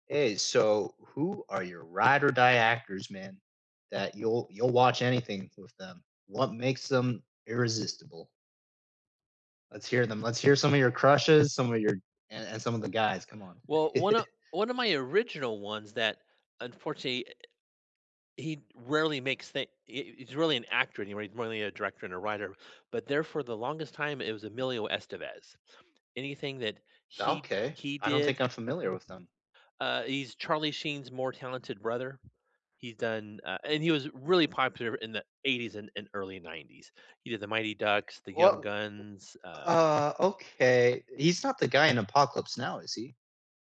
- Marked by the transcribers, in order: chuckle; tapping; other background noise
- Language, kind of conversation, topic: English, unstructured, Who are the actors you would watch in anything, and what makes them so irresistible?